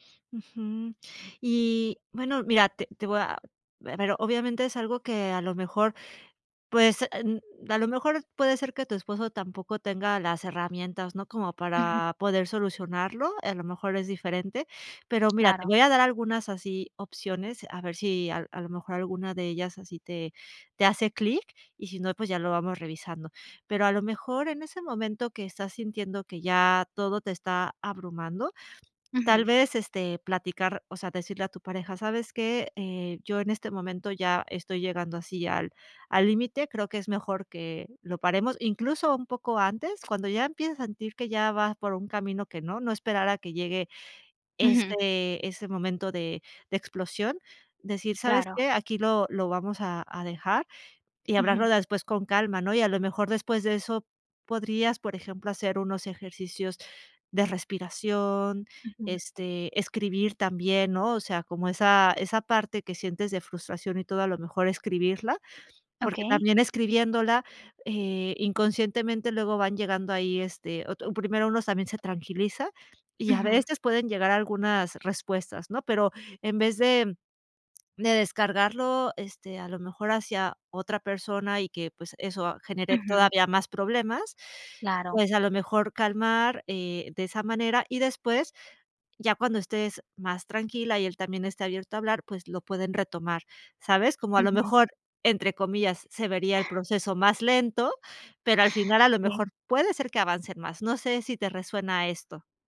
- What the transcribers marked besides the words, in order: unintelligible speech; other background noise
- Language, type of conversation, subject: Spanish, advice, ¿Cómo puedo manejar la ira después de una discusión con mi pareja?